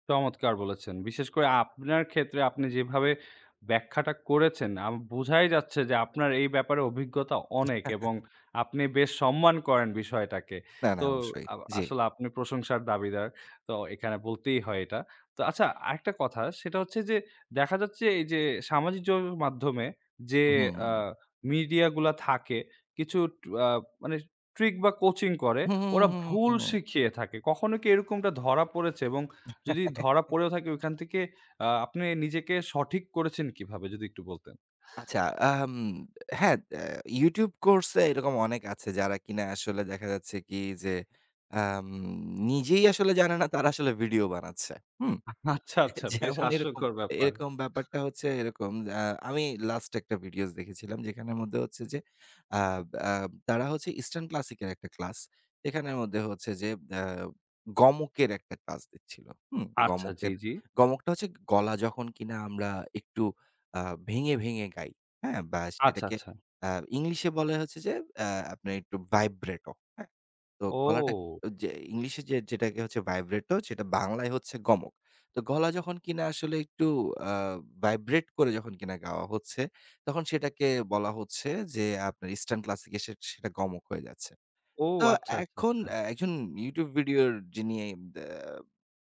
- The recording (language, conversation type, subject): Bengali, podcast, সোশ্যাল মিডিয়া কি আপনাকে নতুন গান শেখাতে সাহায্য করে?
- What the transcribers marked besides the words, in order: chuckle; tapping; chuckle; laughing while speaking: "আচ্ছা, আচ্ছা বেশ হাস্যকর ব্যাপার"; laughing while speaking: "এ যেমন এরকম"; other background noise